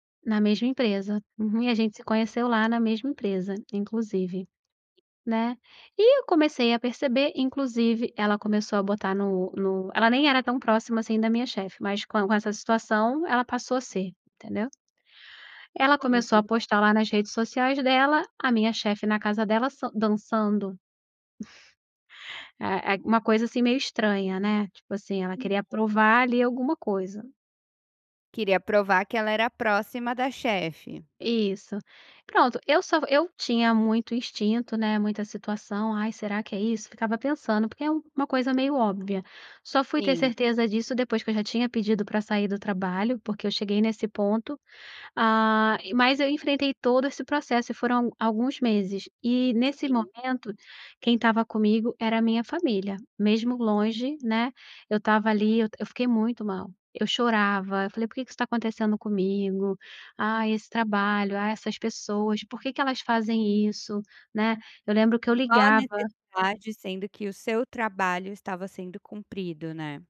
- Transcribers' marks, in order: chuckle
- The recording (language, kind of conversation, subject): Portuguese, podcast, Qual é o papel da família no seu sentimento de pertencimento?